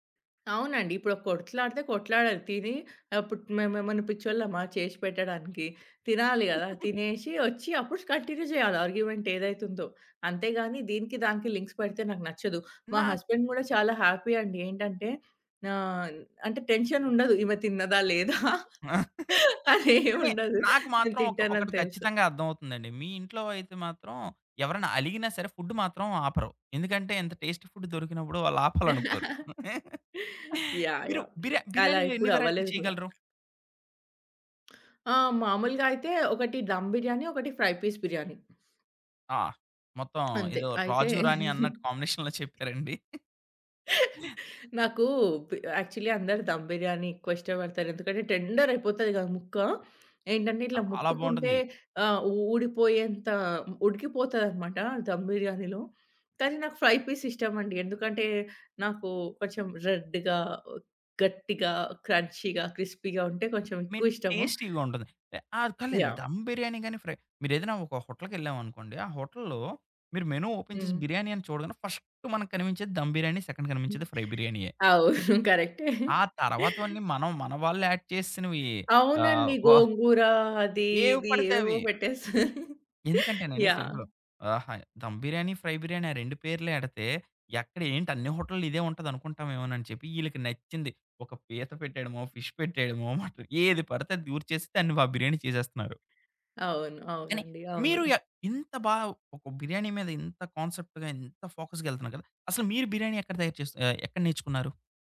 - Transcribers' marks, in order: giggle; in English: "కంటిన్యూ"; in English: "ఆర్గ్యుమెంట్"; in English: "లింక్స్"; in English: "హస్బెండ్"; in English: "హ్యాపీ"; in English: "టెన్షన్"; giggle; chuckle; in English: "ఫుడ్"; in English: "టేస్ట్ ఫుడ్"; other background noise; chuckle; giggle; in English: "వెరైటీలు"; in English: "దమ్ బిర్యానీ"; in English: "ఫ్రై పీస్ బిర్యానీ"; in English: "కాంబినేషన్‌లో"; giggle; chuckle; in English: "యాక్చువల్లీ"; in English: "ధమ్ బిర్యానీ"; in English: "టెండర్"; in English: "ధమ్ బిర్యానీలో"; in English: "ఫ్రై పీస్"; in English: "రెడ్‌గా"; in English: "క్రంచీగా, క్రిస్పీగా"; in English: "టేస్టీగా"; in English: "ధమ్ బిర్యానీ"; in English: "ఫ్రై"; in English: "మెను ఓపెన్"; in English: "ఫస్ట్"; in English: "ధమ్ బిర్యానీ సెకండ్"; giggle; in English: "ఫ్రై"; giggle; in English: "యాడ్"; giggle; in English: "సింపుల్"; in English: "దమ్ బిర్యానీ, ఫ్రై బిర్యానీ"; in English: "ఫిష్"; in English: "కాన్సెప్ట్‌గా"; in English: "ఫోకస్‌గా"
- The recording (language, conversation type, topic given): Telugu, podcast, మనసుకు నచ్చే వంటకం ఏది?